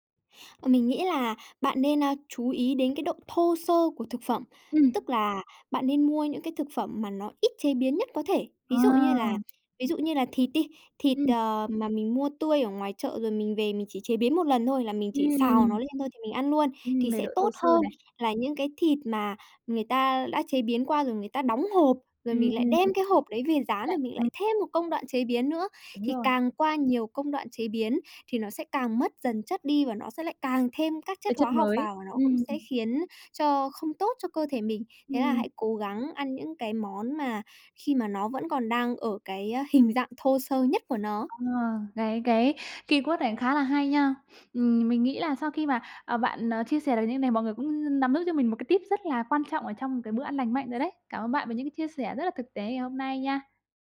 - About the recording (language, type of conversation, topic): Vietnamese, podcast, Bạn có thể chia sẻ về thói quen ăn uống lành mạnh của bạn không?
- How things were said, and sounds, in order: other background noise; tapping; in English: "keyword"